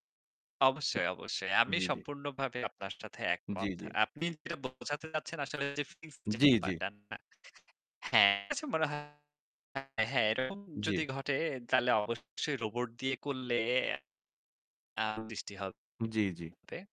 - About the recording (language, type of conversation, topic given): Bengali, unstructured, আপনি কি মনে করেন, রোবট মানুষের কাজ দখল করে নেবে?
- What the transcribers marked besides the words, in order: static; distorted speech; unintelligible speech